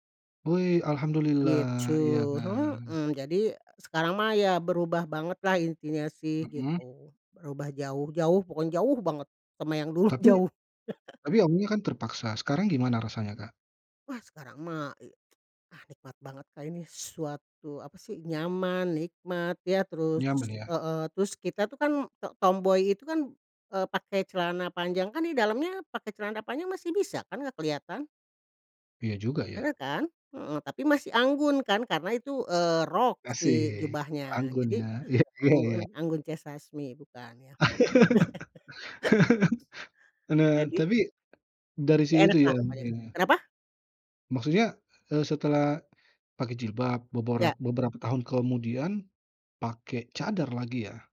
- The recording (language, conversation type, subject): Indonesian, podcast, Kapan kamu merasa gaya kamu benar-benar otentik?
- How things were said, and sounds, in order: tapping; laugh; laughing while speaking: "iya iya iya"; laugh; chuckle